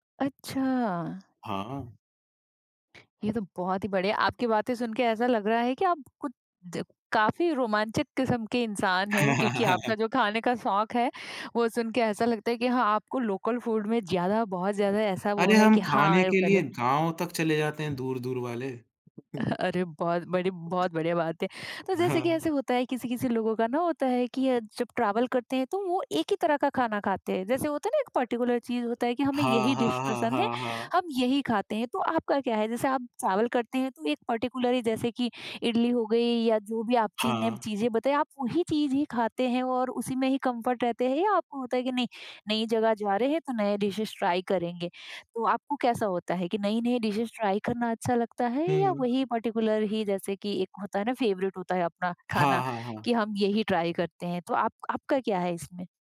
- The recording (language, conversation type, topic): Hindi, podcast, सफ़र के दौरान आपने सबसे अच्छा खाना कहाँ खाया?
- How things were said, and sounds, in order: other background noise; tapping; chuckle; in English: "लोकल फूड"; chuckle; in English: "ट्रैवल"; in English: "पर्टिकुलर"; in English: "डिश"; in English: "ट्रैवल"; in English: "पर्टिकुलर"; in English: "कम्फर्ट"; in English: "डिशेज ट्राई"; in English: "डिशेज ट्राई"; in English: "पर्टिकुलर"; in English: "फेवरेट"; in English: "ट्राई"